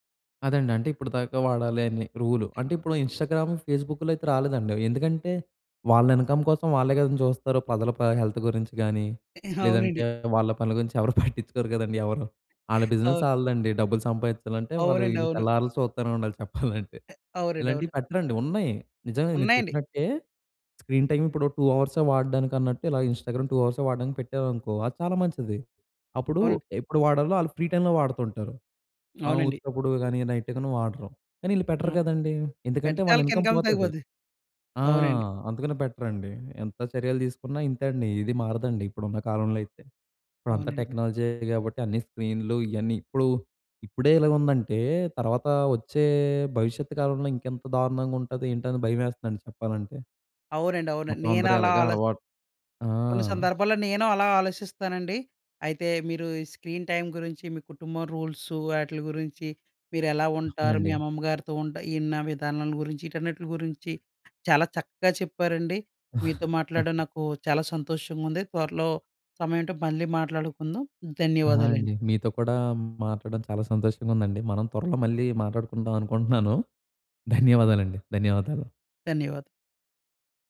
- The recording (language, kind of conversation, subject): Telugu, podcast, స్క్రీన్ టైమ్‌కు కుటుంబ రూల్స్ ఎలా పెట్టాలి?
- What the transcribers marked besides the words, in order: in English: "ఫేస్‌బుక్‌లో"; in English: "ఇన్కమ్"; "ప్రజల" said as "పదల"; in English: "హెల్త్"; chuckle; chuckle; in English: "బిజినెస్"; chuckle; in English: "స్క్రీన్ టైమ్"; in English: "టూ అవర్స్"; in English: "ఇన్‌స్టాగ్రామ్ టూ అవర్స్"; in English: "ఫ్రీ టైమ్‌లో"; in English: "నైట్‌గనీ"; in English: "ఇన్కమ్"; in English: "ఇన్కమ్"; in English: "స్క్రీన్ టైమ్"; tapping; "ఇన్ని" said as "ఇన్న"; chuckle